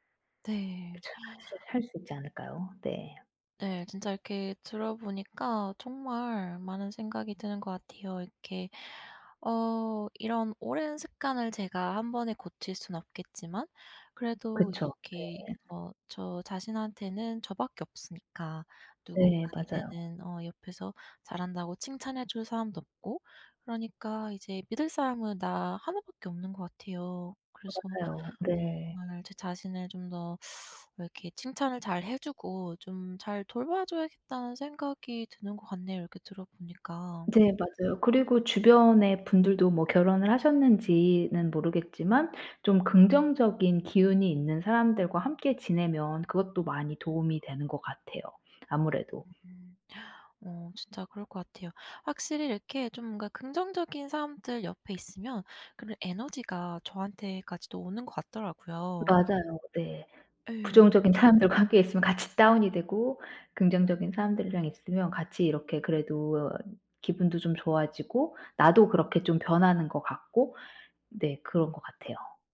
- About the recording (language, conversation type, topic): Korean, advice, 자꾸 스스로를 깎아내리는 생각이 습관처럼 떠오를 때 어떻게 해야 하나요?
- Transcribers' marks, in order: unintelligible speech; tapping; teeth sucking